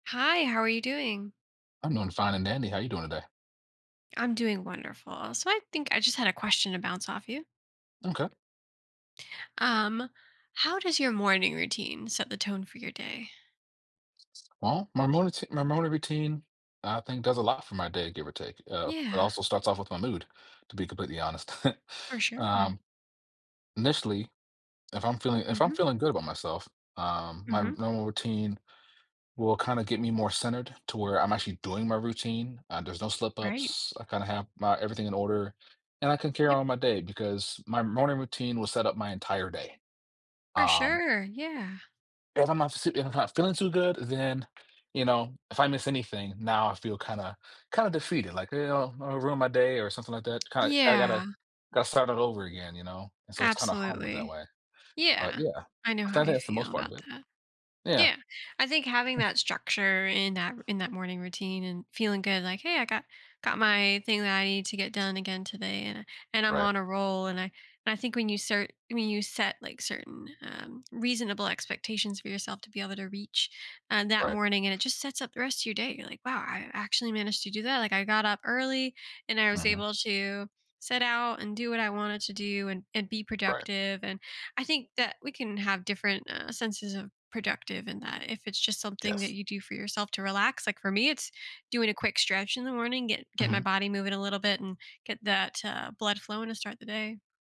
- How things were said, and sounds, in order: other background noise; chuckle; tapping; chuckle
- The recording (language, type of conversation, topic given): English, unstructured, What habits or rituals help you start your day on a positive note?